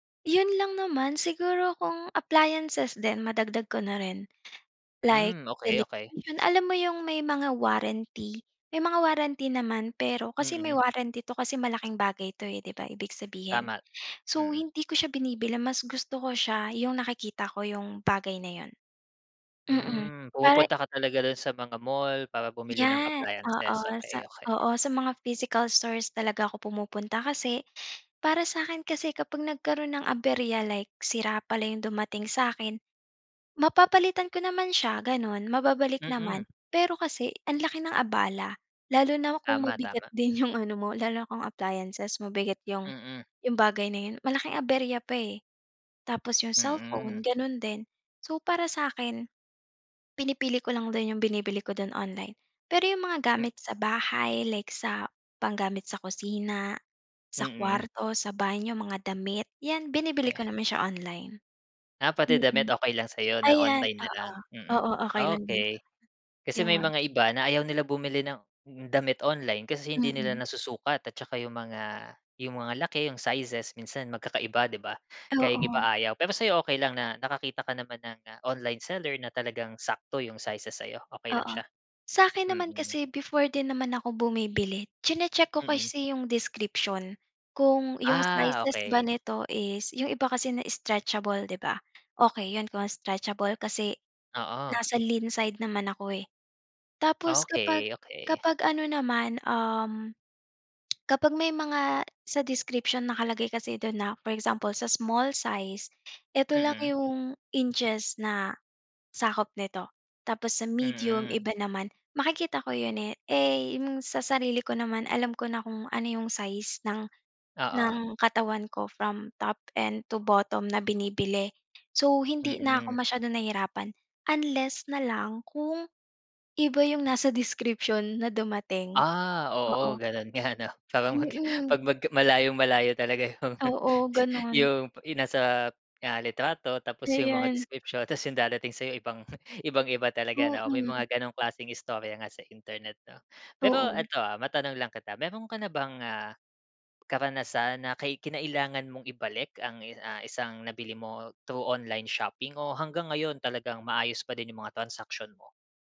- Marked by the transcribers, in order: other background noise; tapping; laughing while speaking: "Parang mag"; laughing while speaking: "'yong"; laughing while speaking: "ibang"
- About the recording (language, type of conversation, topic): Filipino, podcast, Ano ang mga praktikal at ligtas na tips mo para sa online na pamimili?